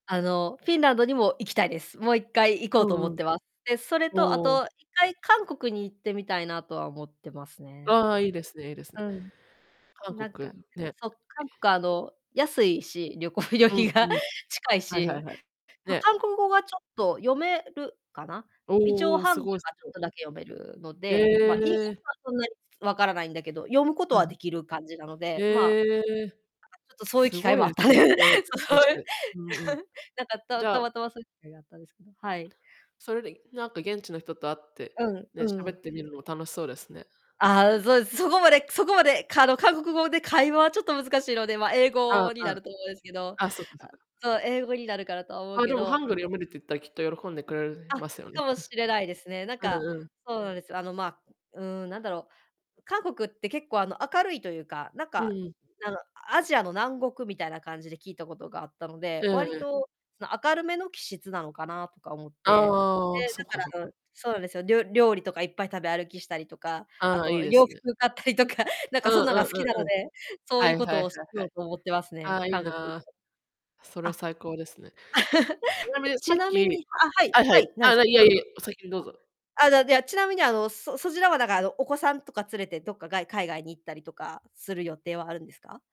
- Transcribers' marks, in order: static; laughing while speaking: "旅行 旅費が"; distorted speech; unintelligible speech; laugh; laughing while speaking: "買ったりとか、なんかそんなんが"; laugh
- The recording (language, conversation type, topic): Japanese, unstructured, 旅先での人との出会いはいかがでしたか？